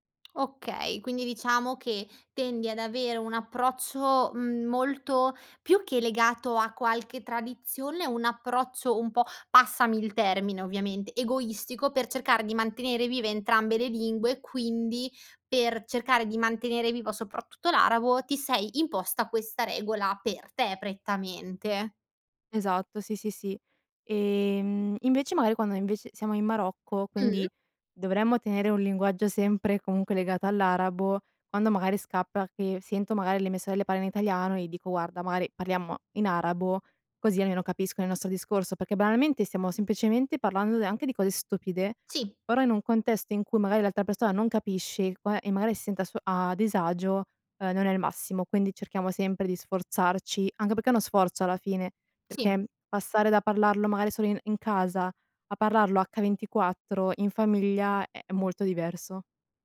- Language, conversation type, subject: Italian, podcast, Che ruolo ha la lingua in casa tua?
- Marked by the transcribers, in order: tapping